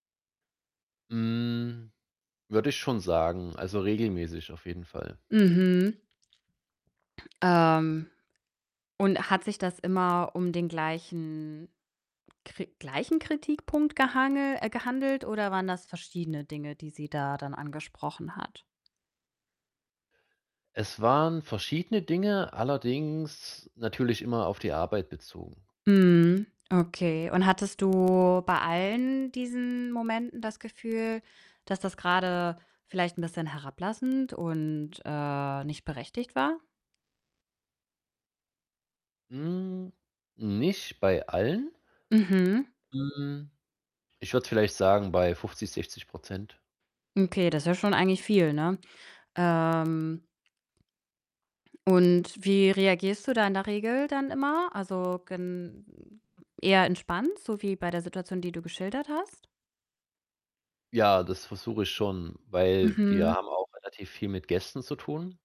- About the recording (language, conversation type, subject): German, advice, Wie kann ich konstruktiv mit Kritik umgehen, ohne meinen Ruf als Profi zu gefährden?
- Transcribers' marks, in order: drawn out: "Hm"; distorted speech; drawn out: "du"; other background noise